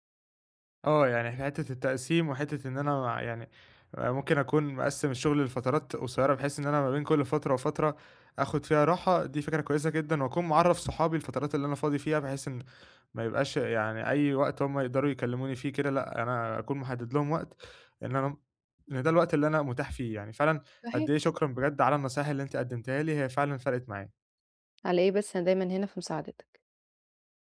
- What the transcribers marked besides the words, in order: tapping
- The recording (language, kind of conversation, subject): Arabic, advice, إزاي أتعامل مع الانقطاعات والتشتيت وأنا مركز في الشغل؟